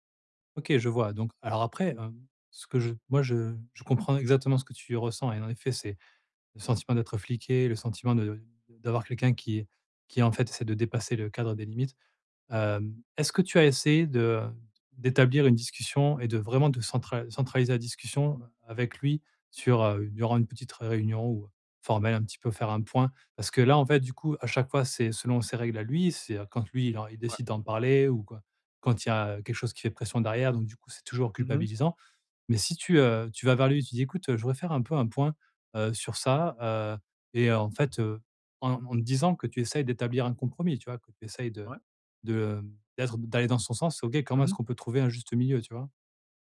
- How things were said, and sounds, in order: none
- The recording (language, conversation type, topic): French, advice, Comment poser des limites claires entre mon travail et ma vie personnelle sans culpabiliser ?